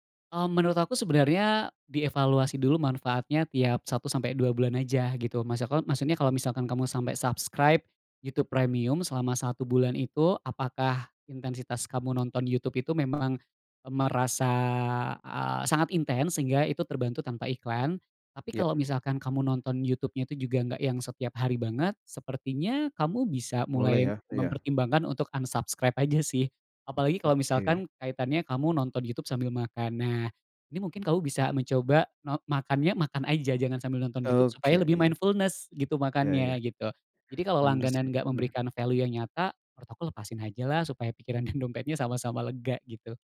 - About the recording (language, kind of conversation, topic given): Indonesian, advice, Bagaimana cara mengelola langganan digital yang menumpuk tanpa disadari?
- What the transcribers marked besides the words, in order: in English: "subscribe"; tapping; in English: "unsubscribe"; other background noise; in English: "mindfulness"; in English: "value"; laughing while speaking: "dompetnya"